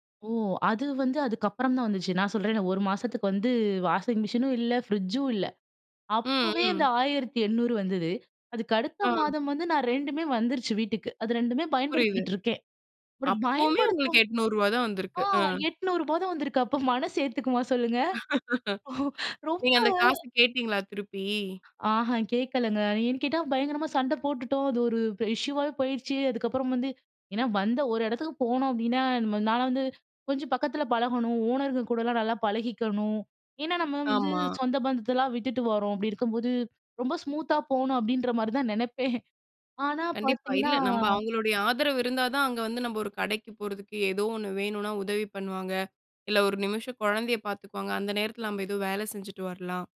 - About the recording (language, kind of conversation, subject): Tamil, podcast, உங்கள் குடும்பம் குடியேறி வந்த கதையைப் பற்றி சொல்றீர்களா?
- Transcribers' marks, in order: laugh; chuckle; in English: "இஷ்யூவாவே"; in English: "ஓனருங்க"; in English: "ஸ்மூத்தா"; laughing while speaking: "நினைப்பேன்"; other noise